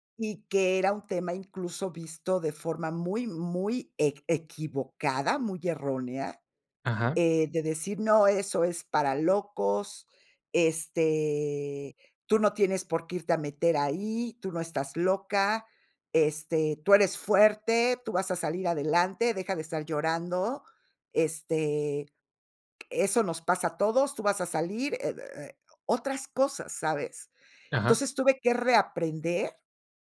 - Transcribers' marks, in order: none
- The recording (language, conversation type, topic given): Spanish, podcast, ¿Qué papel cumple el error en el desaprendizaje?